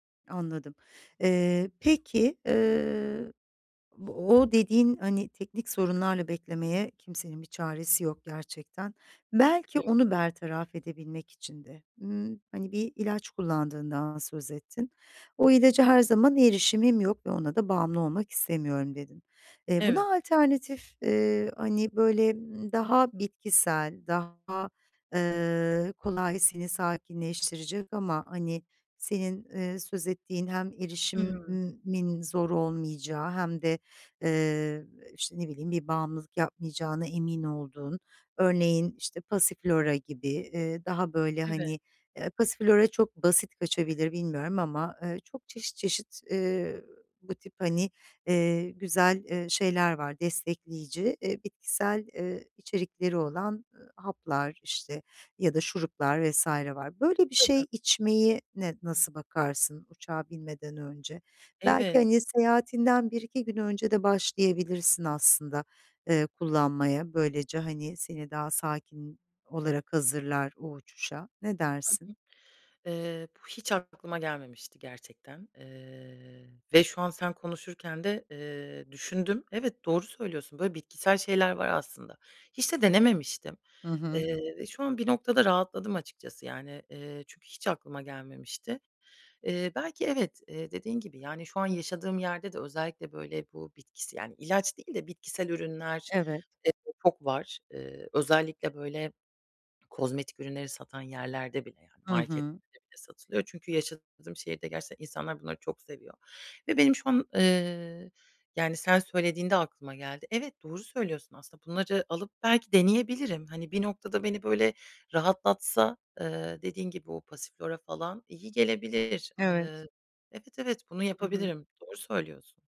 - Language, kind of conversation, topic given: Turkish, advice, Tatil sırasında seyahat stresini ve belirsizlikleri nasıl yönetebilirim?
- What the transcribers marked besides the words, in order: other background noise; tapping